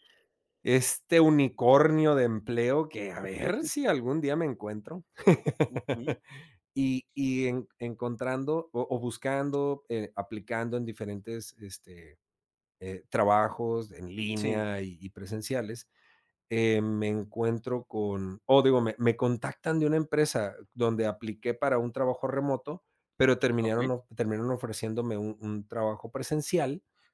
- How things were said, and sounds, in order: chuckle
- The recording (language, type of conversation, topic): Spanish, podcast, ¿Cómo decides si quedarte en tu país o emigrar a otro?